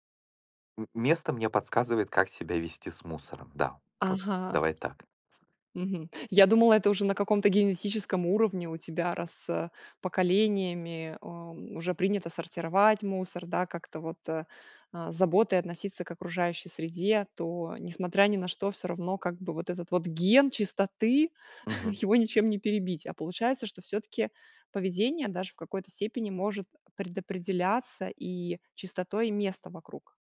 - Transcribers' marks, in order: tapping; background speech; other background noise; stressed: "ген чистоты"; chuckle
- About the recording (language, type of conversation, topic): Russian, podcast, Как ты начал(а) жить более экологично?